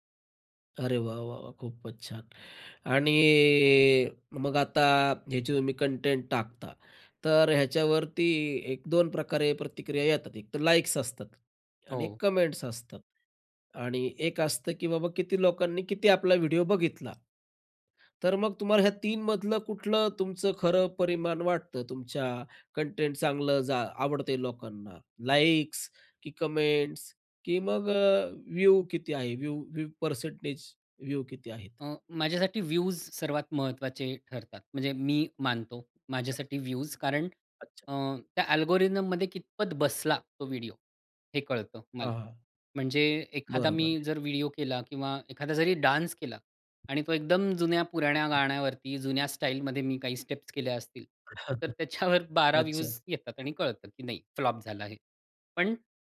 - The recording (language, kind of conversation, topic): Marathi, podcast, तू सोशल मीडियावर तुझं काम कसं सादर करतोस?
- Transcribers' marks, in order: in English: "कमेंट्स"; other background noise; tapping; in English: "कमेंट्स"; unintelligible speech; in English: "अल्गोरिदममध्ये"; in English: "डान्स"; in English: "स्टेप्स"; chuckle; laughing while speaking: "त्याच्यावर"